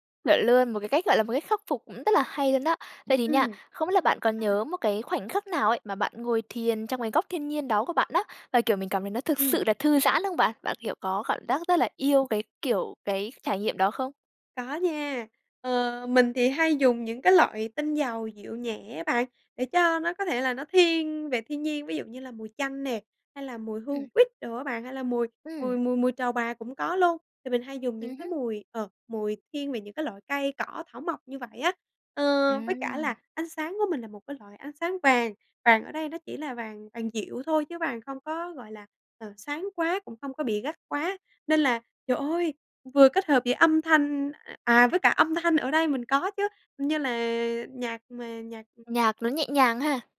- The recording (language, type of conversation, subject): Vietnamese, podcast, Làm sao để tạo một góc thiên nhiên nhỏ để thiền giữa thành phố?
- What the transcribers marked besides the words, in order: tapping